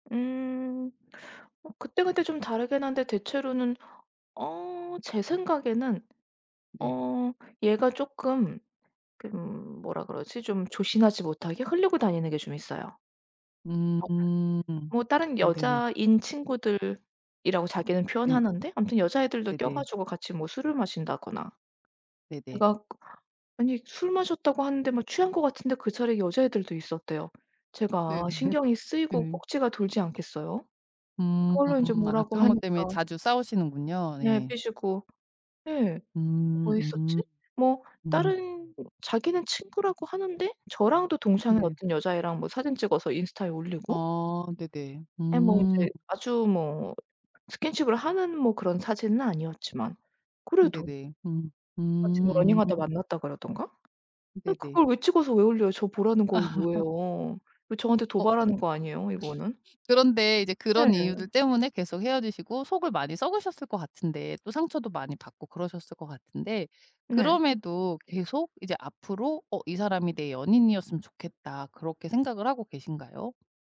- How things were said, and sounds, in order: other background noise; tapping; laughing while speaking: "네네"; laughing while speaking: "아"; laugh
- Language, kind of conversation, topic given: Korean, advice, SNS에서 전 연인의 새 연애를 보고 상처받았을 때 어떻게 해야 하나요?